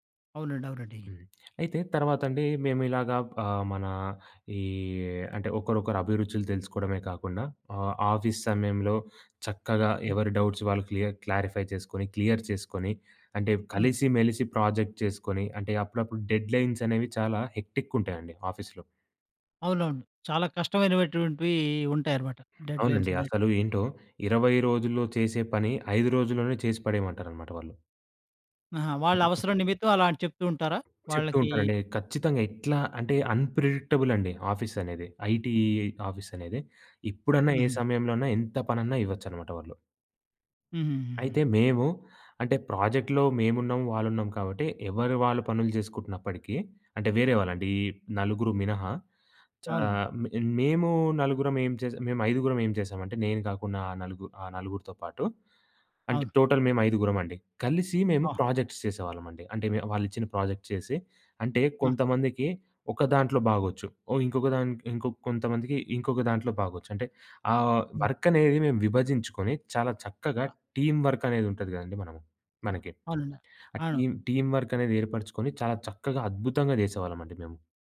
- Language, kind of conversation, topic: Telugu, podcast, నీవు ఆన్‌లైన్‌లో పరిచయం చేసుకున్న మిత్రులను ప్రత్యక్షంగా కలవాలని అనిపించే క్షణం ఎప్పుడు వస్తుంది?
- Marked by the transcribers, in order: tapping; in English: "ఆఫీస్"; in English: "డౌట్స్"; in English: "క్లారిఫై"; in English: "క్లియర్"; in English: "ప్రాజెక్ట్"; in English: "డెడ్‌లైన్స్"; in English: "హెక్టిక్"; in English: "ఆఫీస్‌లో"; in English: "డెడ్‌లైన్స్"; other background noise; in English: "అన్‌ప్రిడిక్టబుల్"; in English: "ఆఫీస్"; in English: "ఐటీ ఆఫీస్"; in English: "ప్రాజెక్ట్‌లో"; in English: "టోటల్"; in English: "ప్రాజెక్ట్స్"; in English: "ప్రాజెక్ట్స్"; in English: "వర్క్"; in English: "టీమ్ వర్క్"; in English: "టీమ్, టీమ్ వర్క్"